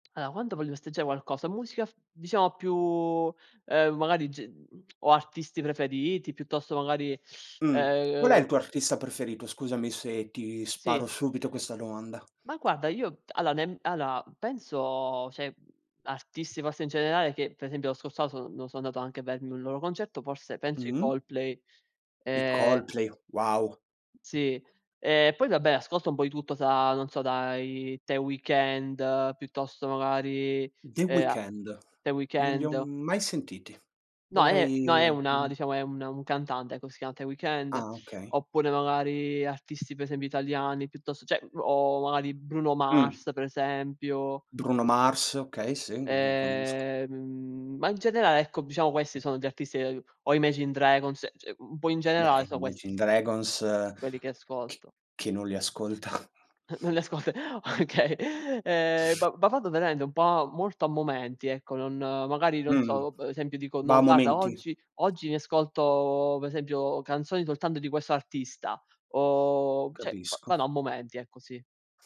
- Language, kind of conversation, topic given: Italian, unstructured, In che modo la musica può cambiare il tuo umore?
- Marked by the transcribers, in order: "Allora" said as "aloa"; teeth sucking; "allora" said as "aloa"; "cioè" said as "ceh"; "cioè" said as "ceh"; drawn out: "Ehm"; "cioè" said as "ceh"; laughing while speaking: "ascolt okay"; tapping; other background noise; "cioè" said as "ceh"